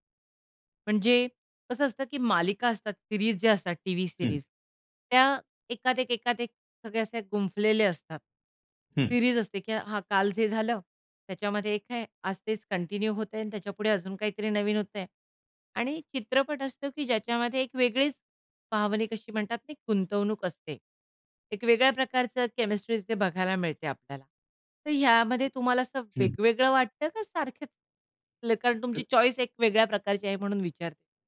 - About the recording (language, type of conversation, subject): Marathi, podcast, कोणत्या प्रकारचे चित्रपट किंवा मालिका पाहिल्यावर तुम्हाला असा अनुभव येतो की तुम्ही अक्खं जग विसरून जाता?
- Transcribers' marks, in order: in English: "सीरीज"; in English: "सीरीज"; in English: "सीरीज"; tapping; in English: "कंटिन्यू"; other background noise; unintelligible speech; in English: "चॉईस"; other noise